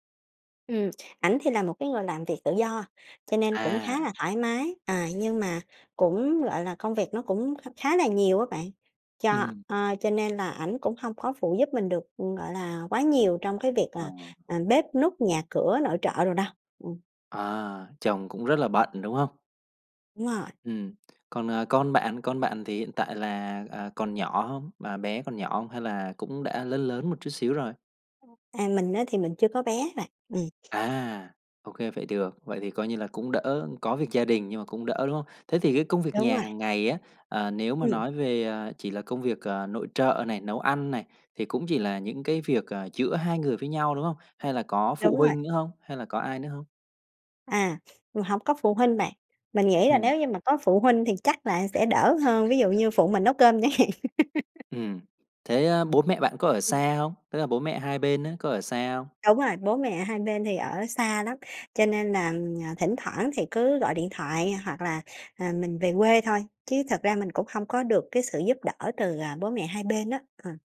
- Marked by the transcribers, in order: tapping; other noise; other background noise; laughing while speaking: "chẳng hạn"; laugh
- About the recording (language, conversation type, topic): Vietnamese, advice, Bạn đang cảm thấy kiệt sức và mất cân bằng vì quá nhiều công việc, phải không?